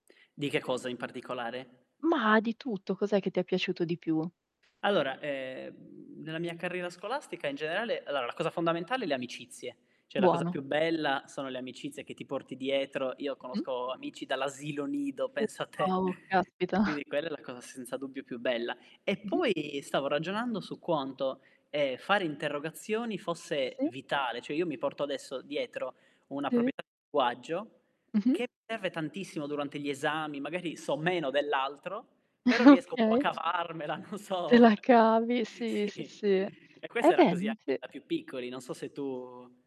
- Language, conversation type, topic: Italian, unstructured, Come pensi che la tecnologia possa rendere la scuola più divertente?
- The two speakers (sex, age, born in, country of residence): female, 25-29, Italy, Italy; male, 25-29, Italy, Italy
- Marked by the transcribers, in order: static; "allora" said as "alloa"; "cioè" said as "ceh"; distorted speech; unintelligible speech; chuckle; laughing while speaking: "non so sì"